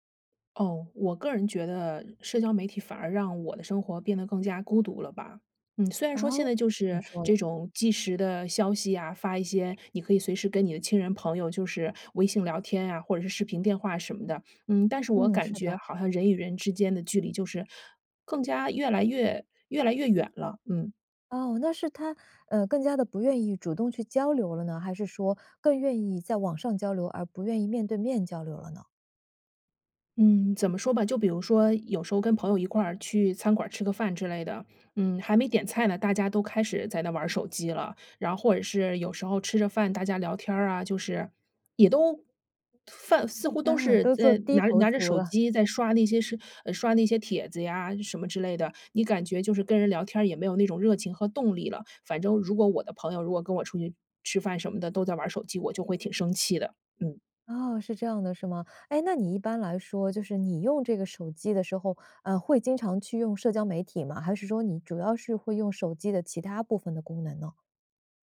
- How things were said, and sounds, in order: "即" said as "既"; joyful: "啊，都做低头族了"
- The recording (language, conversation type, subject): Chinese, podcast, 你觉得社交媒体让人更孤独还是更亲近？